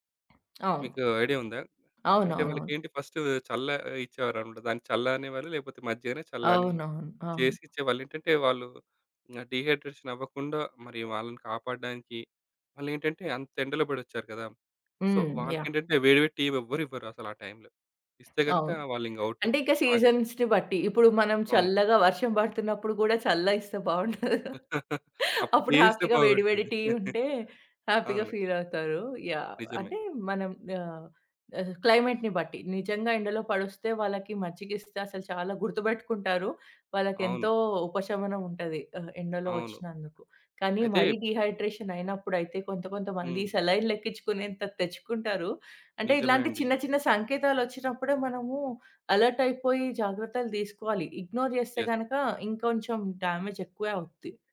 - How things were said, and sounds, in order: other background noise; in English: "డీహైడ్రేషన్"; in English: "సో"; in English: "సీజన్స్‌ని"; giggle; chuckle; in English: "హ్యాపీగా"; in English: "హ్యాపీ‌గా"; chuckle; in English: "క్లైమేట్‌ని"; in English: "డీహైడ్రేషన్"; in English: "ఇగ్నోర్"; in English: "యెస్"; in English: "డామేజ్"
- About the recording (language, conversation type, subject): Telugu, podcast, హైడ్రేషన్ తగ్గినప్పుడు మీ శరీరం చూపించే సంకేతాలను మీరు గుర్తించగలరా?